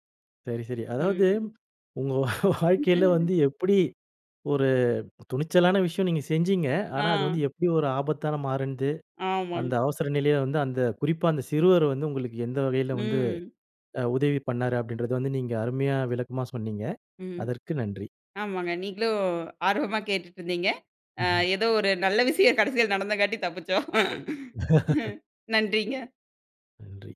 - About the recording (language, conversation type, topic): Tamil, podcast, அவசரநிலையில் ஒருவர் உங்களை காப்பாற்றிய அனுபவம் உண்டா?
- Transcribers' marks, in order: laughing while speaking: "உங்க வாழ்க்கையில"; laugh; laughing while speaking: "ஒரு நல்ல விஷயம் கடைசியில நடந்தங்காட்டி தப்பிச்சோம்"; laugh